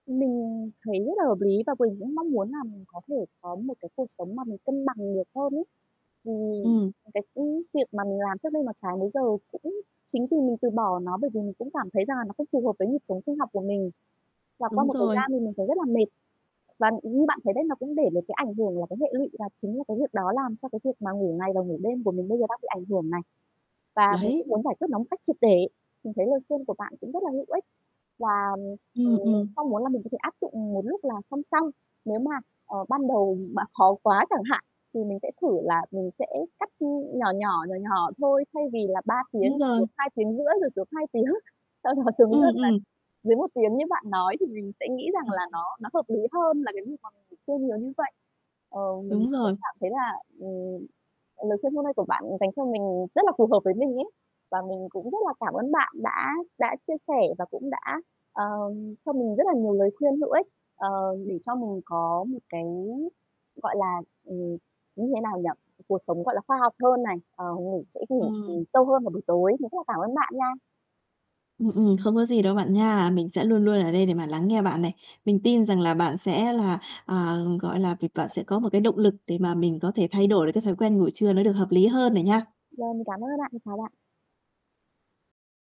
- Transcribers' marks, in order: static; other background noise; tapping; laughing while speaking: "tiếng"; chuckle; unintelligible speech
- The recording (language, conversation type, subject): Vietnamese, advice, Ngủ trưa quá nhiều ảnh hưởng đến giấc ngủ ban đêm của bạn như thế nào?